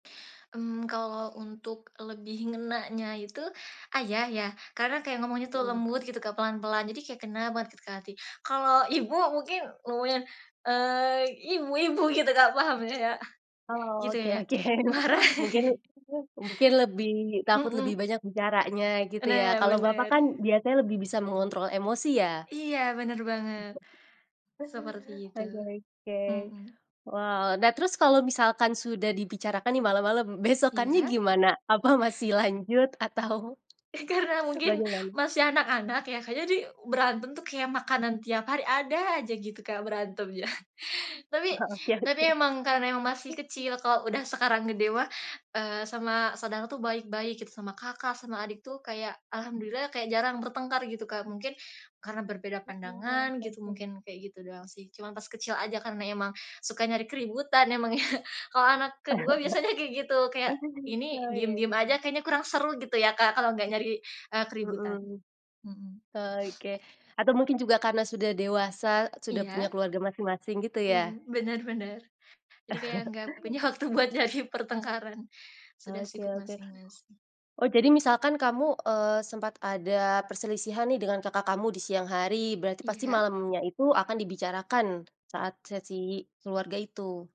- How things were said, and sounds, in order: laughing while speaking: "ibu"; laughing while speaking: "gitu"; laughing while speaking: "oke"; laugh; laughing while speaking: "marah"; laugh; tapping; chuckle; laughing while speaking: "besokannya gimana? Apa masih lanjut atau"; laughing while speaking: "Karena"; other background noise; laughing while speaking: "berantemnya"; laughing while speaking: "oke oke"; laughing while speaking: "emang ya"; laugh; chuckle; laughing while speaking: "waktu buat nyari pertengkaran"
- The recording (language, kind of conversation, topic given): Indonesian, podcast, Bagaimana keluargamu biasanya menyelesaikan pertengkaran?